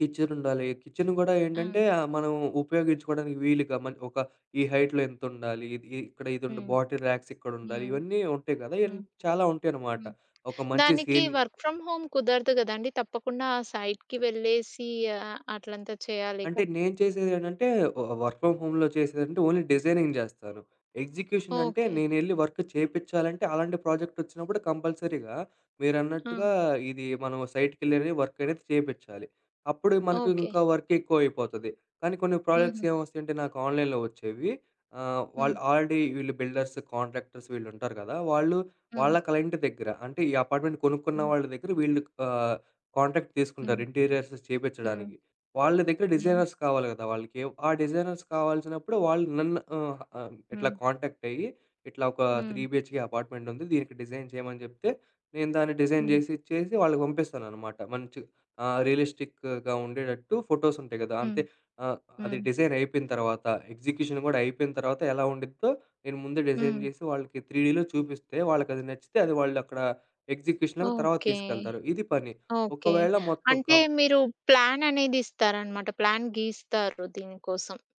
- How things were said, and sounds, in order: in English: "కిచెన్"; in English: "కిచెన్"; in English: "హైట్‌లో"; in English: "బాటిల్ రాక్స్"; tapping; in English: "వర్క్ ఫ్రమ్ హోమ్"; other background noise; in English: "సీలింగ్"; in English: "సైట్‌కి"; in English: "వర్క్ ఫ్రమ్ హోమ్‌లో"; in English: "ఓన్లీ డిజైనింగ్"; in English: "ఎగ్జిక్యూషన్"; in English: "వర్క్"; in English: "ప్రాజెక్ట్"; in English: "కంపల్సరీగా"; in English: "వర్క్"; in English: "వర్క్"; in English: "ప్రాజెక్ట్స్"; in English: "ఆన్లైన్‌లో"; in English: "ఆల్రెడీ"; in English: "బిల్డర్స్, కాంట్రాక్టర్స్"; in English: "క్లైంట్"; in English: "అపార్ట్మెంట్"; in English: "కాంట్రాక్ట్"; in English: "ఇంటీరియర్స్"; in English: "డిజైనర్స్"; in English: "డిజైనర్స్"; in English: "కాంటాక్ట్"; in English: "త్రీ బిహెచ్‌కే అపార్ట్మెంట్"; in English: "డిజైన్"; in English: "డిజైన్"; in English: "రియలిస్టిక్‌గా"; in English: "ఫోటోస్"; in English: "డిజైన్"; in English: "ఎగ్జిక్యూషన్"; in English: "డిజైన్"; in English: "త్రీ‌డ్‌లో"; in English: "ఎగ్జిక్యూషన్"; in English: "ప్లాన్"; in English: "ప్లాన్"
- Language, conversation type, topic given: Telugu, podcast, వర్క్-లైఫ్ సమతుల్యత కోసం మీరు ఏం చేస్తారు?